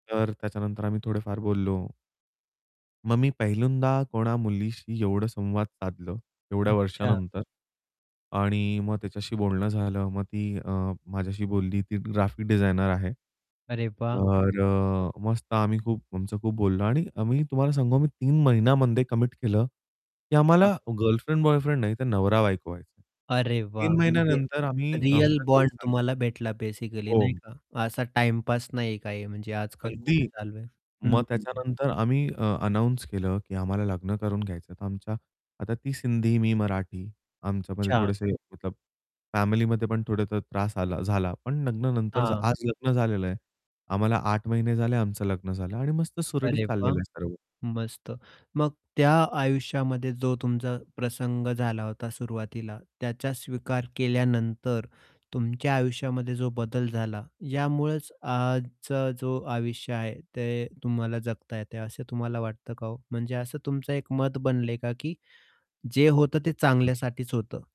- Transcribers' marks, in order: static; distorted speech; in English: "कमिट"; in English: "बेसिकली"
- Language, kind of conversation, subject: Marathi, podcast, तुझ्या आयुष्यात असा कोणता क्षण आला की तू स्वतःला स्वीकारलंस?